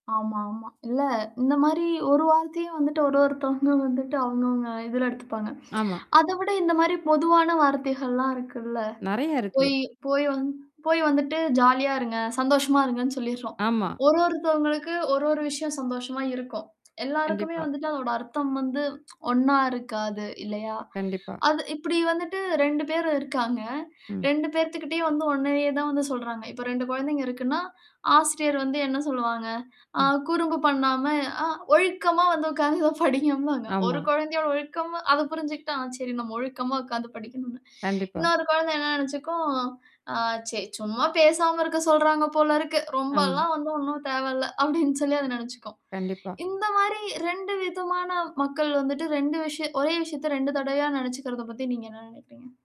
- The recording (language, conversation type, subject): Tamil, podcast, ஒரே வார்த்தைக்கு பல அர்த்தங்கள் வந்தால், வெவ்வேறு மனிதர்களை நீங்கள் எப்படி சமாளிப்பீர்கள்?
- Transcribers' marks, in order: tsk; tsk; laughing while speaking: "உட்காந்து படிங்க அப்பிடின்பாங்க"; laughing while speaking: "எதோ படிக்கம்பாங்க"; laughing while speaking: "அப்பிடின்னு சொல்லி அத நெனச்சுக்கும்"